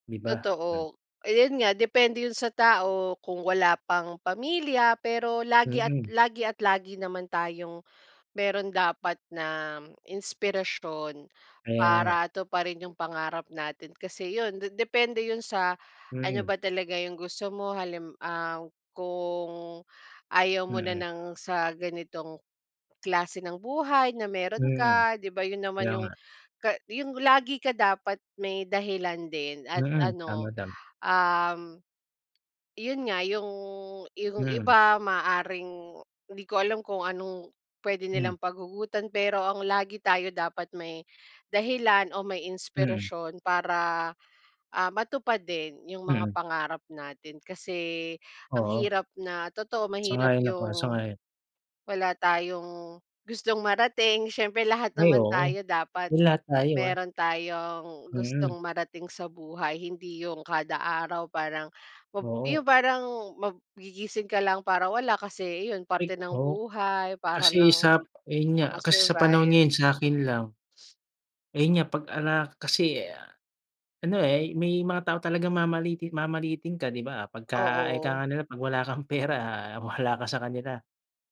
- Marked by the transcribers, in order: tapping; other background noise
- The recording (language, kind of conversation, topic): Filipino, unstructured, Ano ang nagbibigay sa’yo ng inspirasyon para magpatuloy?